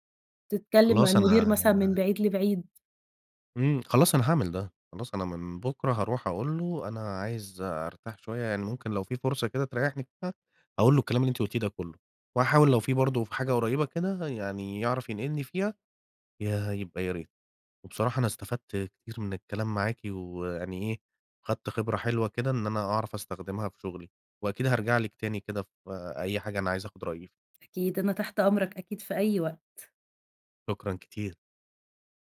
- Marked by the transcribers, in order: none
- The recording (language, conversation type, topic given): Arabic, advice, إزاي أقرر أكمّل في شغل مرهق ولا أغيّر مساري المهني؟